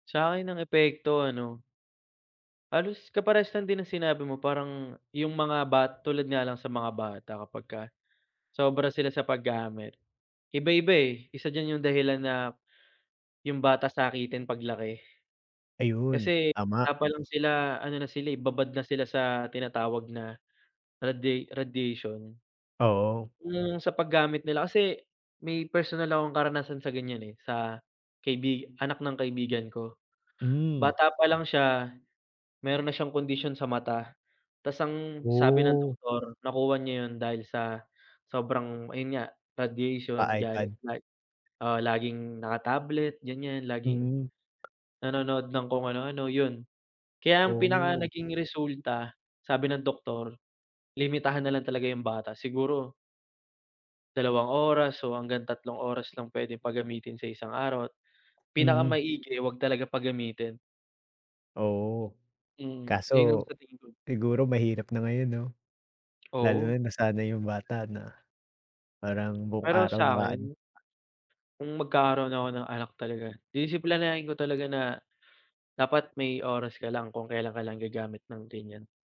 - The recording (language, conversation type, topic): Filipino, unstructured, Ano ang opinyon mo sa labis na pag-asa ng mga tao sa mga kagamitang elektroniko sa kasalukuyan?
- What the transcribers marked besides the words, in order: tapping